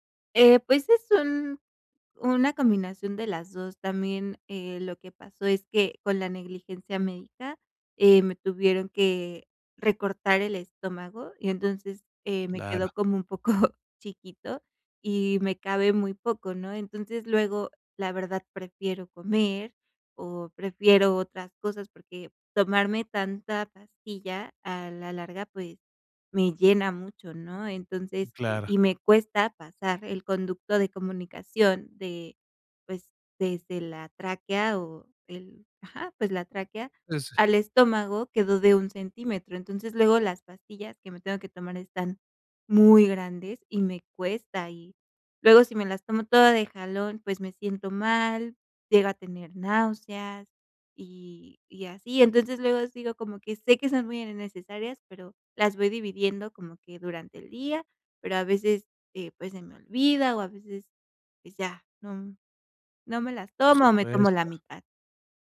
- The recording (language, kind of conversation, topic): Spanish, advice, ¿Por qué a veces olvidas o no eres constante al tomar tus medicamentos o suplementos?
- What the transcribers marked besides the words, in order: laughing while speaking: "poco"; laughing while speaking: "comer"